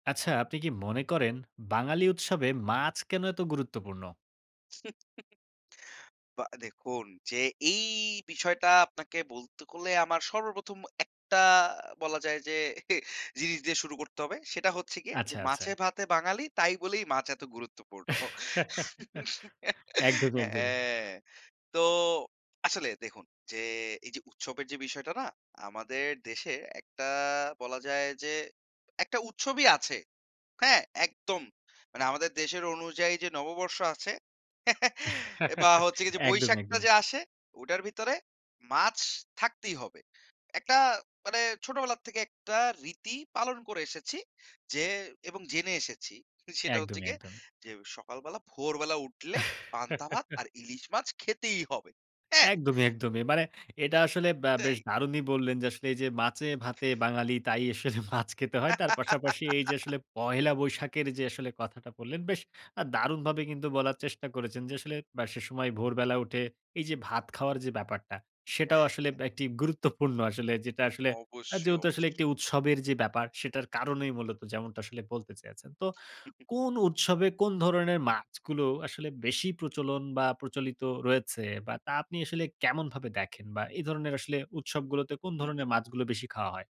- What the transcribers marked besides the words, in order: chuckle; tapping; scoff; laugh; chuckle; laugh; laugh; scoff; laugh; unintelligible speech
- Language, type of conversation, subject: Bengali, podcast, বাঙালি উৎসবে মাছের স্মৃতি কীভাবে জড়িয়ে আছে?